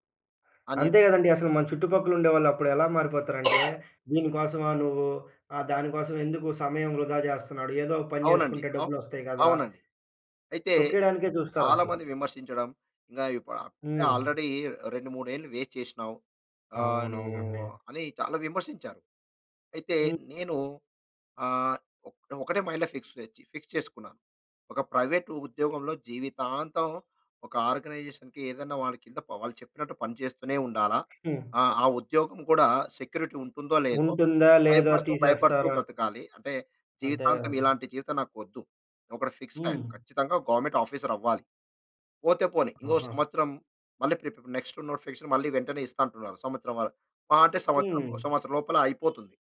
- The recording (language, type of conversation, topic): Telugu, podcast, మరొకసారి ప్రయత్నించడానికి మీరు మీను మీరు ఎలా ప్రేరేపించుకుంటారు?
- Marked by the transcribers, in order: cough; in English: "ఆల్రెడీ"; in English: "వేస్ట్"; in English: "మైండ్‌లో ఫిక్స్"; in English: "ఫిక్స్"; in English: "ప్రైవేట్"; in English: "ఆర్గనైజేషన్‌కి"; in English: "సెక్యూరిటీ"; other noise; in English: "గవర్నమెంట్"; in English: "నెక్స్ట్ నోటిఫికేషన్"; horn